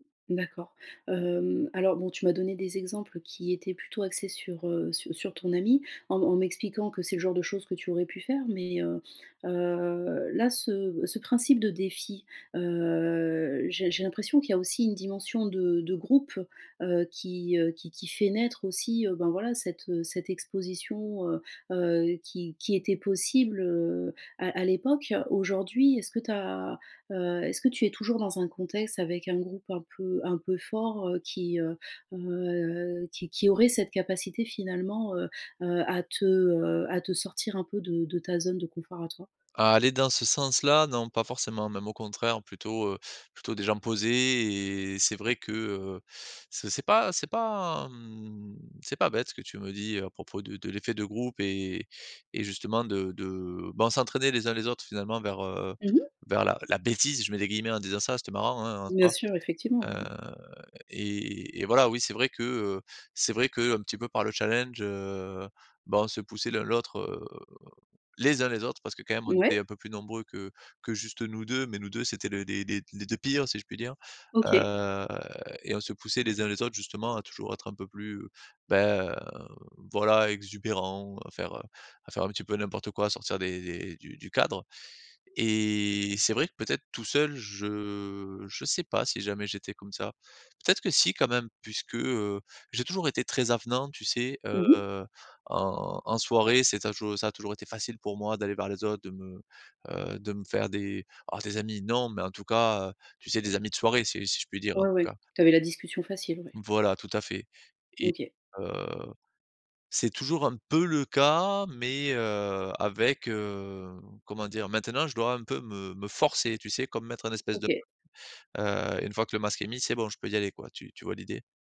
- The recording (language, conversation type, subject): French, advice, Comment gérer ma peur d’être jugé par les autres ?
- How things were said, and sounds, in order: drawn out: "heu"; drawn out: "heu"; drawn out: "mmh"; drawn out: "heu"; stressed: "les"; drawn out: "heu"; drawn out: "ben"; drawn out: "et"; drawn out: "je"; drawn out: "Heu"; stressed: "peu"; stressed: "forcer"; unintelligible speech